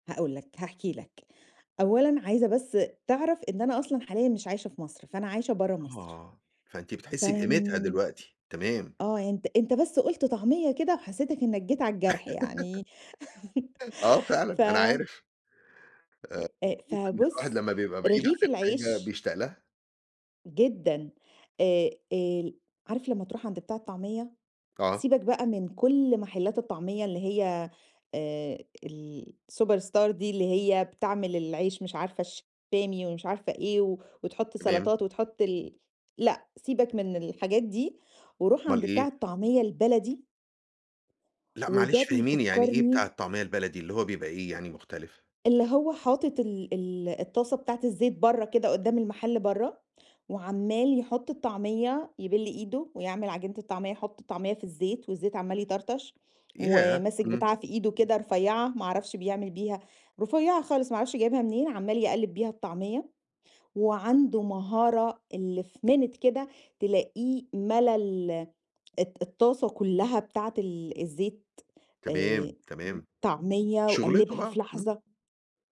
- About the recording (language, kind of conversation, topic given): Arabic, podcast, إيه أكتر ذكرى ليك مع الطعمية عمرك ما بتنساها؟
- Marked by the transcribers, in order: laugh; laugh; in English: "الsuperstar"; in English: "minute"